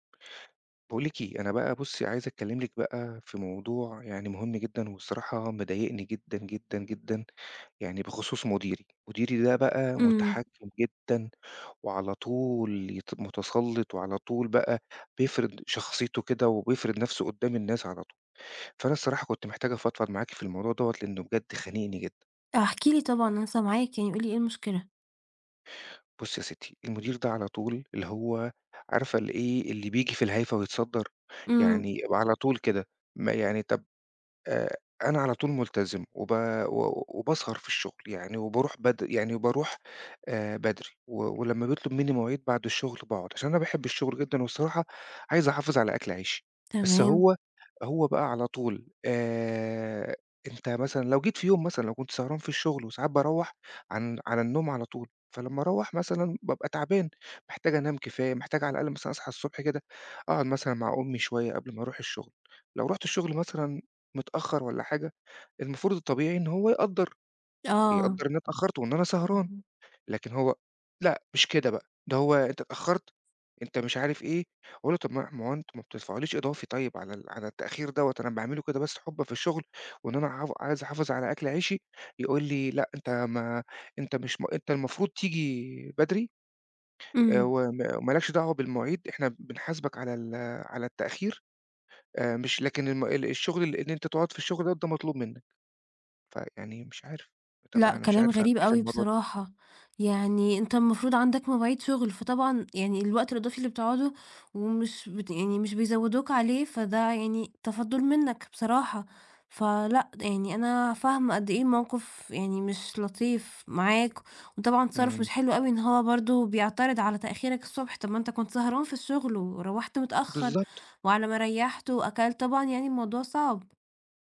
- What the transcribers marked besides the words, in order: tapping
- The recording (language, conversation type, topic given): Arabic, advice, إزاي أتعامل مع مدير متحكم ومحتاج يحسّن طريقة التواصل معايا؟